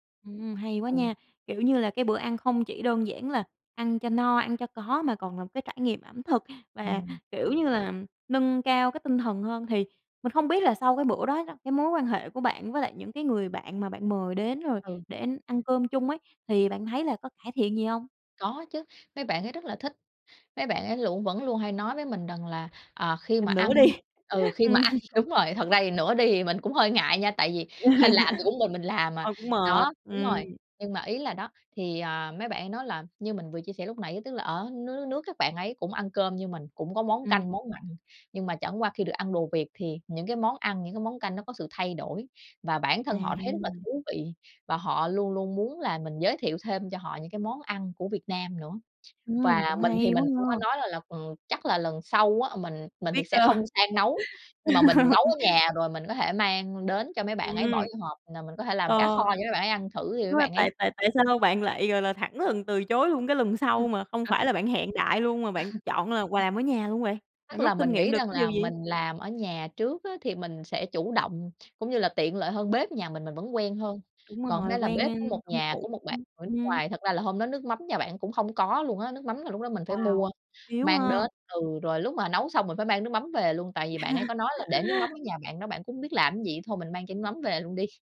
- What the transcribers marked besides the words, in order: tapping; laughing while speaking: "ăn"; laughing while speaking: "đi. Ừm"; laugh; laugh; laughing while speaking: "ơ"; laugh; chuckle; laugh
- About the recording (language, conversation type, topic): Vietnamese, podcast, Bạn có thể kể về bữa ăn bạn nấu khiến người khác ấn tượng nhất không?